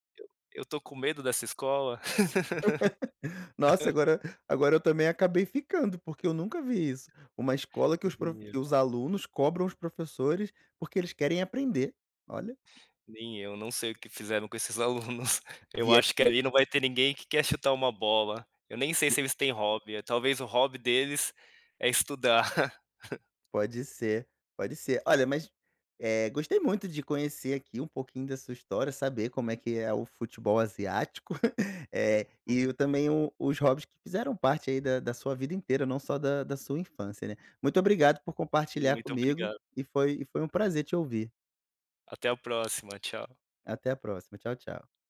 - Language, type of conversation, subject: Portuguese, podcast, Que hábito ou hobby da infância você ainda pratica hoje?
- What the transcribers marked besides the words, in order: laugh; laugh; other background noise; tapping; unintelligible speech; chuckle; chuckle; chuckle